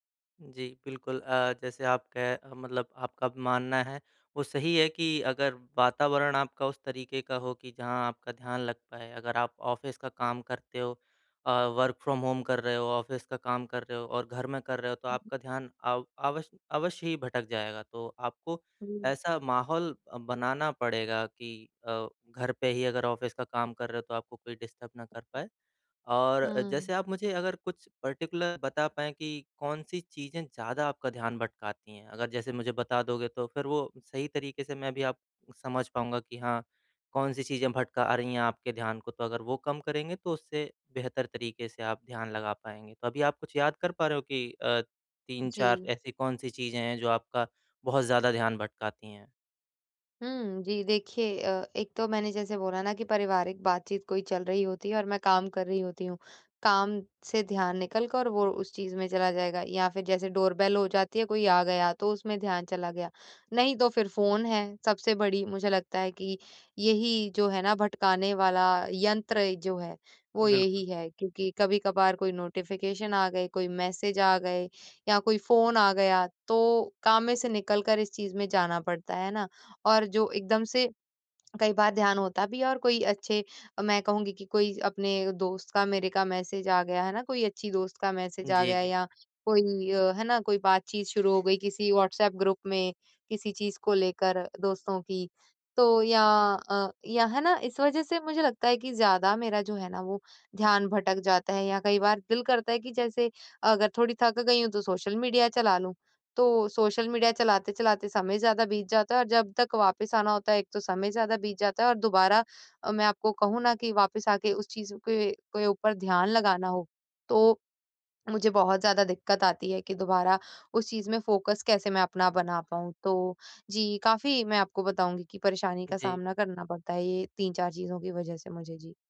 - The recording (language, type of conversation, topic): Hindi, advice, काम करते समय ध्यान भटकने से मैं खुद को कैसे रोकूँ और एकाग्रता कैसे बढ़ाऊँ?
- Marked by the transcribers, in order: in English: "ऑफ़िस"; in English: "वर्क फ्रॉम होम"; in English: "ऑफ़िस"; in English: "ऑफ़िस"; in English: "डिस्टर्ब"; in English: "पर्टिकुलर"; "और" said as "वोर"; in English: "डोरबेल"; in English: "नोटिफ़िकेशन"; in English: "ग्रुप"